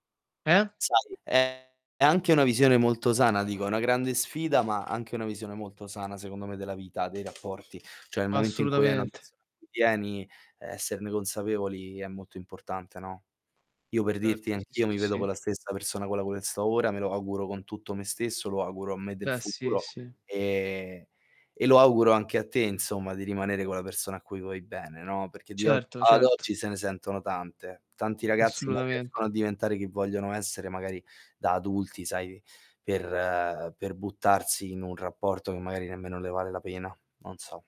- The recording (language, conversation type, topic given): Italian, unstructured, Come immagini la tua vita ideale da adulto?
- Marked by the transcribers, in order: distorted speech; other background noise; bird; "Cioè" said as "ceh"; static